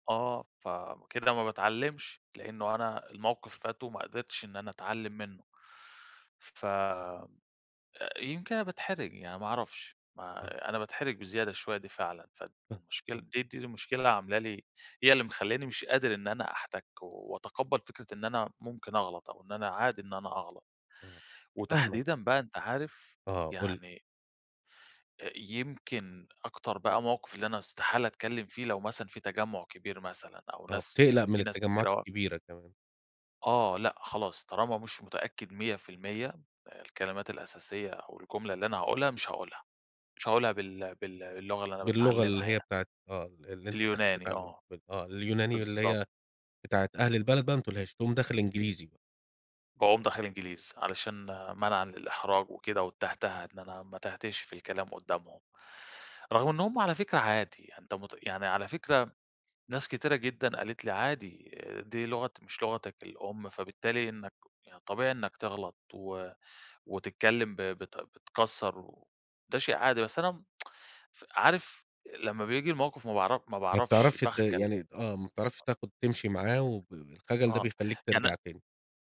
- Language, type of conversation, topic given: Arabic, advice, إزاي أتغلب على قلقي من تعلُّم لغة جديدة والكلام مع الناس؟
- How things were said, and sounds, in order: unintelligible speech; tapping; tsk